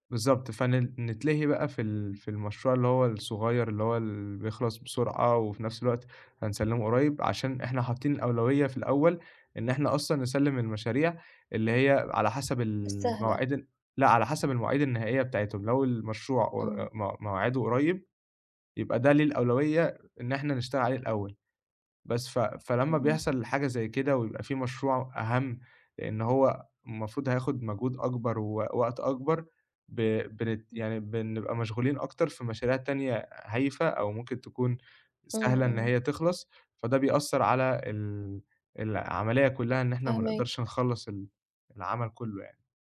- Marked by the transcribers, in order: other noise
- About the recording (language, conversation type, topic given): Arabic, advice, إزاي عدم وضوح الأولويات بيشتّت تركيزي في الشغل العميق؟